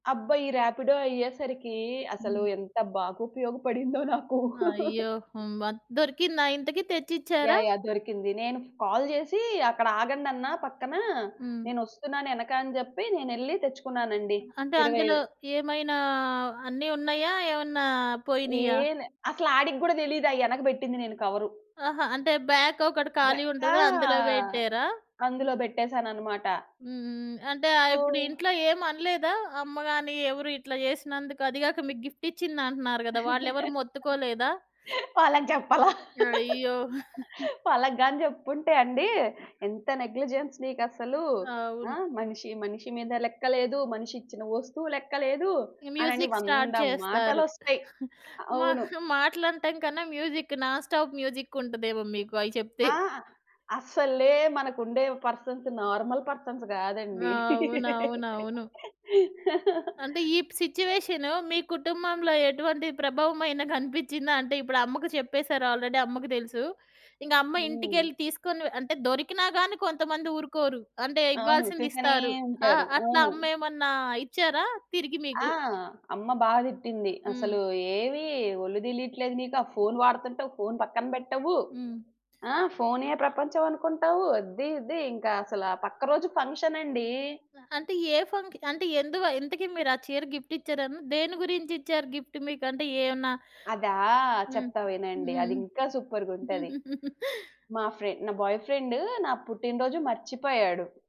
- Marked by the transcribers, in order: laughing while speaking: "బాగుపయోగపడిందో నాకు"; other background noise; in English: "కాల్"; in English: "బ్యాక్"; drawn out: "ఆ!"; in English: "సో"; tapping; in English: "గిఫ్ట్"; laughing while speaking: "వాళ్ళకి జెప్పలా"; chuckle; in English: "నెగ్లిజెన్స్"; in English: "మ్యూజిక్ స్టార్ట్"; chuckle; in English: "మ్యూజిక్, నాన్ స్టాప్ మ్యూజిక్"; in English: "పర్సన్స్ నార్మల్ పర్సన్స్"; laugh; in English: "సిట్యుయేషన్"; in English: "ఆల్రెడీ"; in English: "ఫంక్షన్"; in English: "గిఫ్ట్"; in English: "గిఫ్ట్"; in English: "సూపర్‌గుంటది"; giggle; in English: "బాయ్ ఫ్రెండ్"
- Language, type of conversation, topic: Telugu, podcast, బ్యాగ్ పోవడం కంటే ఎక్కువ భయంకరమైన అనుభవం నీకు ఎప్పుడైనా ఎదురైందా?